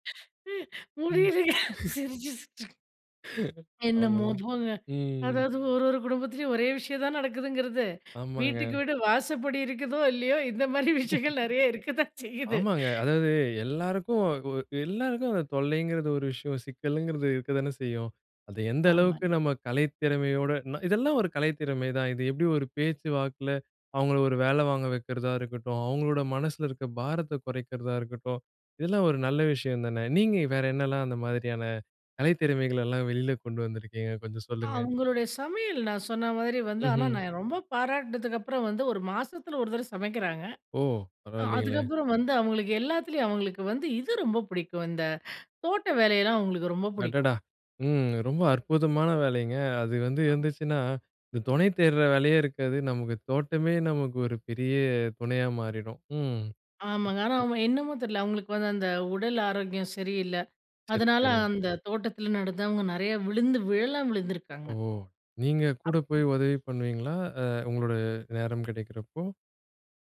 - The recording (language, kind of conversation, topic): Tamil, podcast, ஒரு பெரிய பிரச்சினையை கலை வழியாக நீங்கள் எப்படி தீர்வாக மாற்றினீர்கள்?
- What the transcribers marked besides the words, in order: laughing while speaking: "முடியலங்க சிரிச்சு, சிரிச்சு"; chuckle; laugh; drawn out: "ம்"; inhale; laughing while speaking: "இந்த மாரி விஷயங்கள் நெறைய இருக்கத்தான் செய்யுது"; other noise